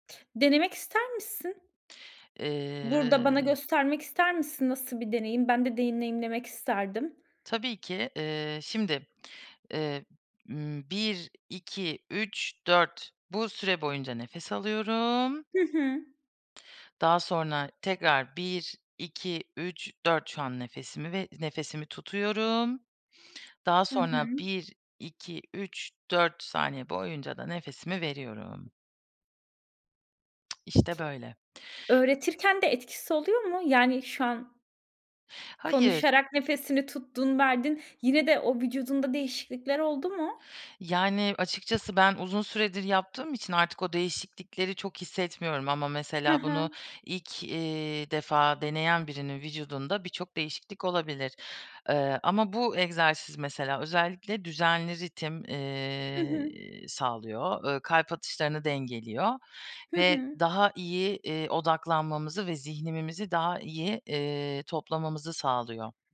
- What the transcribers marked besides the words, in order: "deneyimlemek" said as "deyimdeyimlemek"; inhale; tsk; other background noise; "zihnimizi" said as "zihnimimizi"
- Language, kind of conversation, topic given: Turkish, podcast, Kullanabileceğimiz nefes egzersizleri nelerdir, bizimle paylaşır mısın?